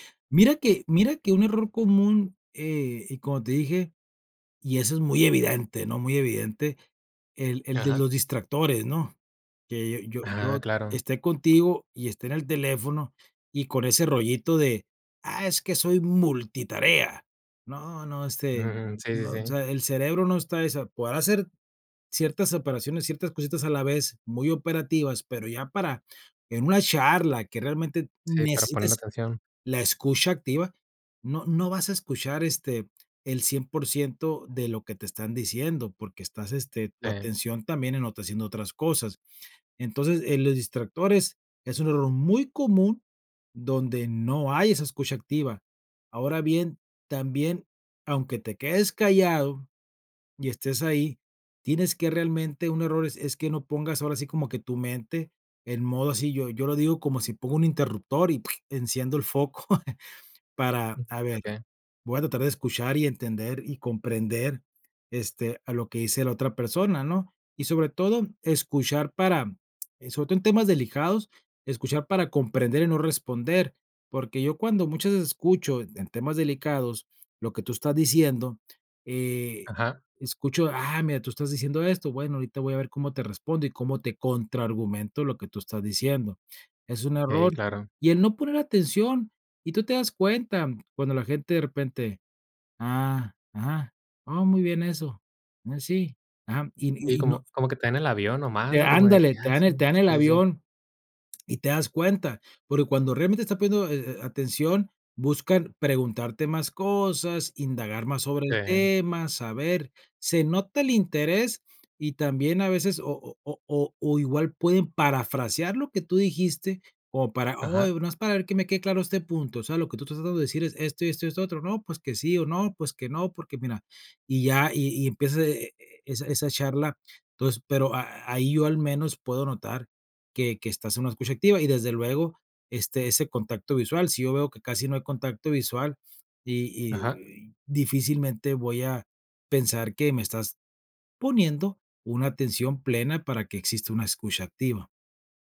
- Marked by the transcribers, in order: chuckle; other noise; lip smack
- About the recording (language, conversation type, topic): Spanish, podcast, ¿Cómo ayuda la escucha activa a generar confianza?